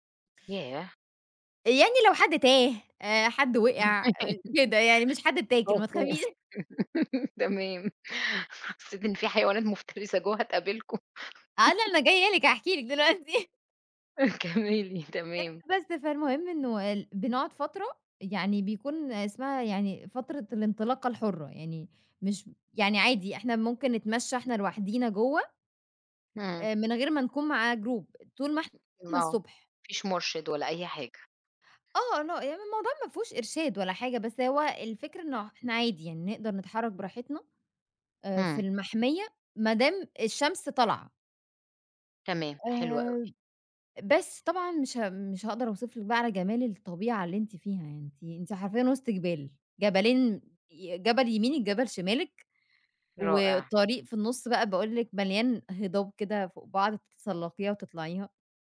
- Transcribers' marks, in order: laugh; laughing while speaking: "أوكي، تمام، حسّيت إن في حيوانات مفترسة جوّه هتقابلكم"; laughing while speaking: "ما تخافيش"; laugh; laughing while speaking: "دلوقتي"; laughing while speaking: "كمِّلي تمام"; in English: "جروب"; tapping
- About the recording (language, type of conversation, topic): Arabic, podcast, إيه أجمل غروب شمس أو شروق شمس شفته وإنت برّه مصر؟